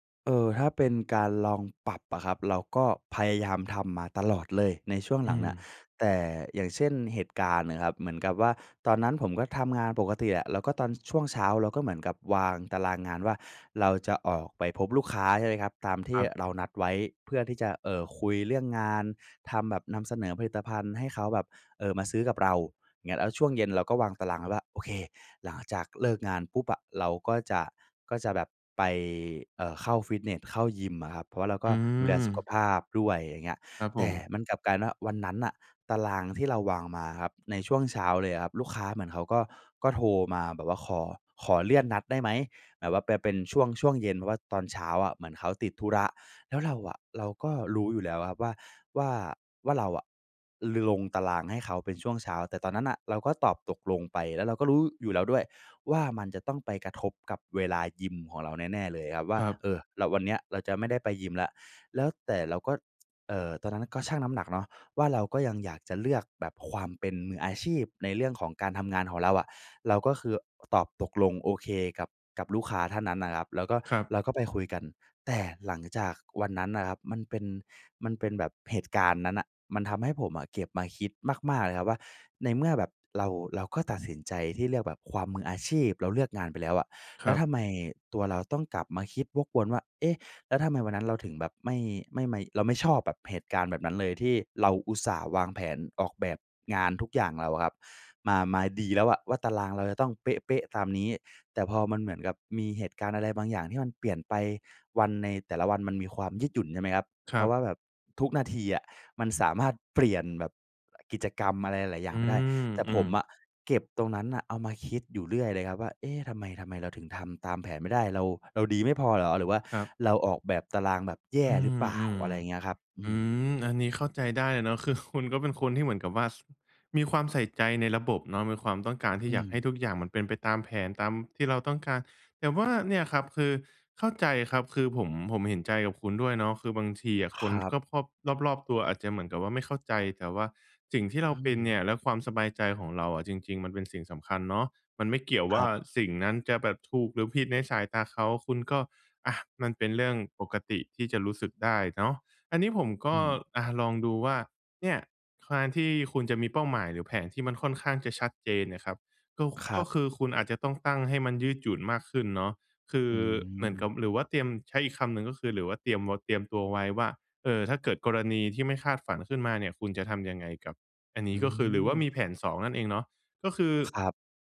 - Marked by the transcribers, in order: laughing while speaking: "คุณ"; "การ" said as "คาร"
- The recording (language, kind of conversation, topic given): Thai, advice, ฉันจะสร้างความยืดหยุ่นทางจิตใจได้อย่างไรเมื่อเจอการเปลี่ยนแปลงและความไม่แน่นอนในงานและชีวิตประจำวันบ่อยๆ?